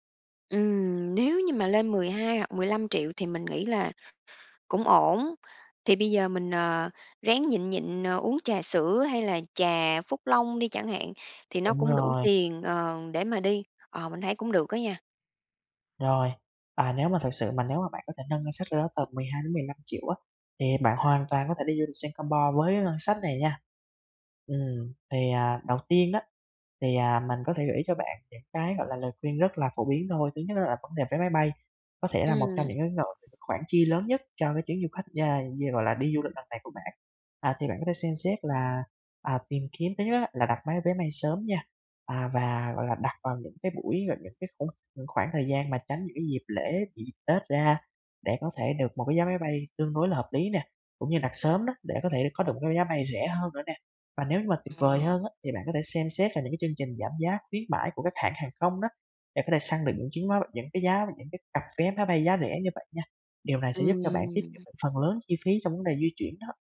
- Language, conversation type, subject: Vietnamese, advice, Làm sao để du lịch khi ngân sách rất hạn chế?
- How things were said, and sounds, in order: other background noise; unintelligible speech